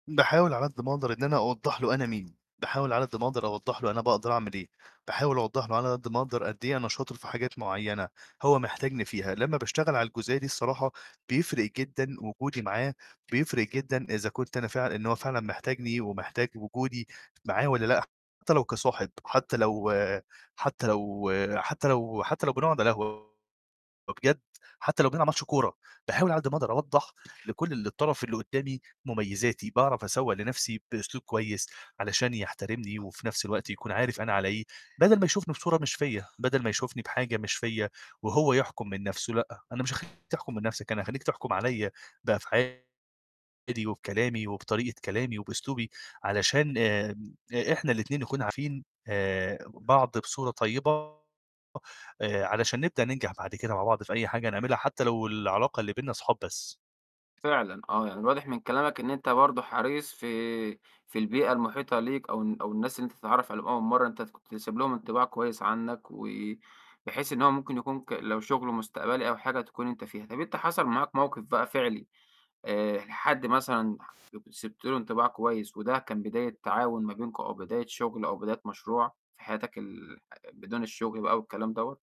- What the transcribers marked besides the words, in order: other background noise; distorted speech; tapping; unintelligible speech
- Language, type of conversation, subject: Arabic, podcast, إيه أهم النصايح عشان نبدأ تعاون ناجح من أول لقاء؟